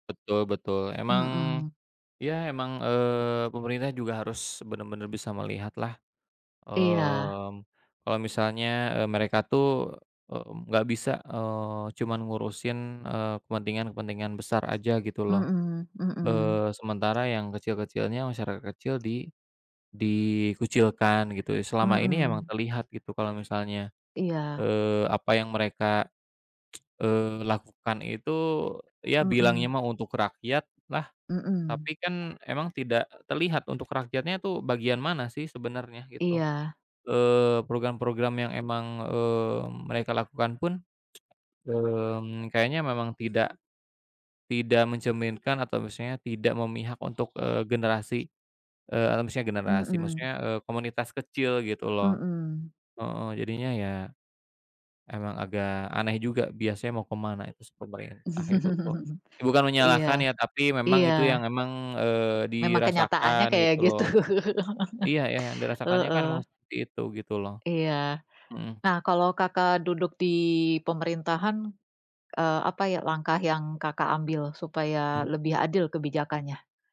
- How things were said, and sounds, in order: tsk; other background noise; tsk; chuckle; laughing while speaking: "gitu"; laugh
- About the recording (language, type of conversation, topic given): Indonesian, unstructured, Apakah kamu merasa kebijakan pemerintah selalu lebih berpihak pada kepentingan pihak-pihak besar?